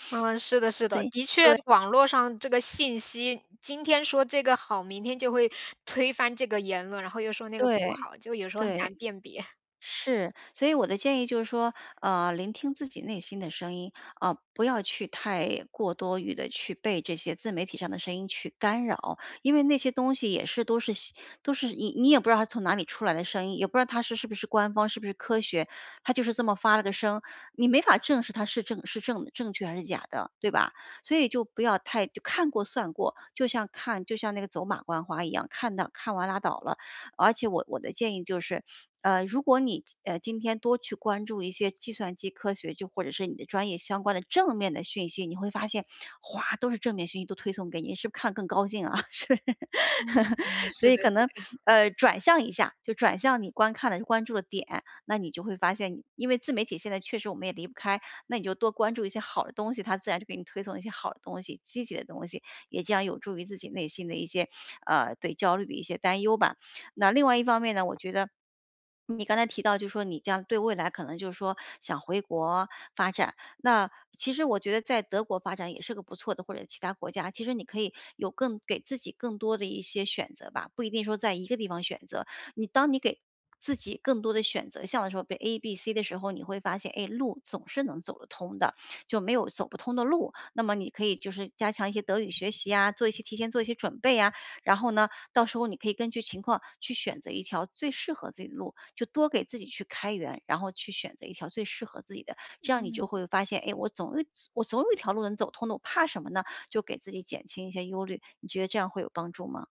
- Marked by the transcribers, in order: chuckle; laughing while speaking: "是"; laugh; swallow
- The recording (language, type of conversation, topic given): Chinese, advice, 我老是担心未来，怎么才能放下对未来的过度担忧？